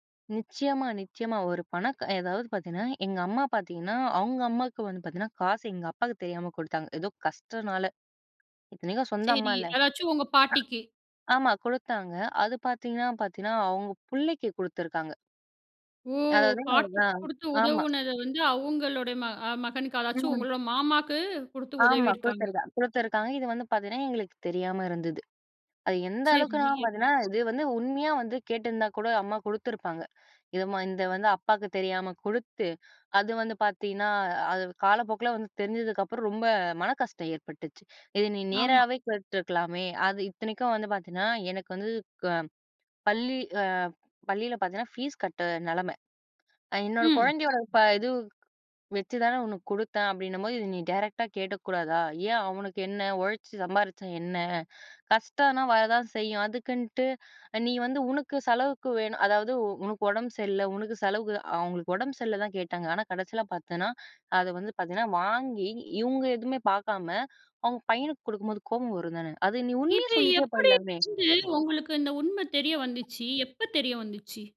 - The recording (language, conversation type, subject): Tamil, podcast, தகவல் பெருக்கம் உங்கள் உறவுகளை பாதிக்கிறதா?
- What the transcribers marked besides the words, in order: other background noise; other noise; breath; in English: "ஃபீஸ்"; in English: "டைரக்ட்டா"